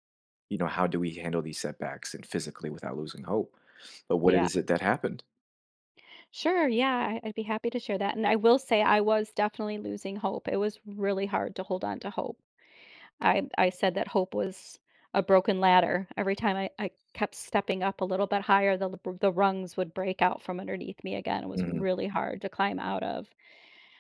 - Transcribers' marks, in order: none
- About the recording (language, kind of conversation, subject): English, unstructured, How can I stay hopeful after illness or injury?
- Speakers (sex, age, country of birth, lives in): female, 50-54, United States, United States; male, 20-24, United States, United States